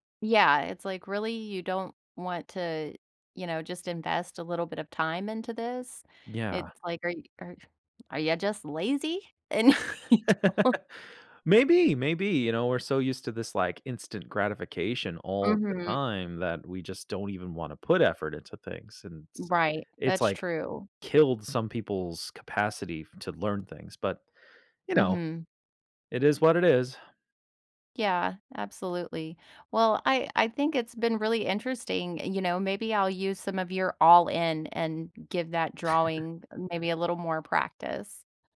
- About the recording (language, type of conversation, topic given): English, unstructured, How do I handle envy when someone is better at my hobby?
- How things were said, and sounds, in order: put-on voice: "are ya just lazy?"; laugh; laughing while speaking: "And you don't"; sigh; chuckle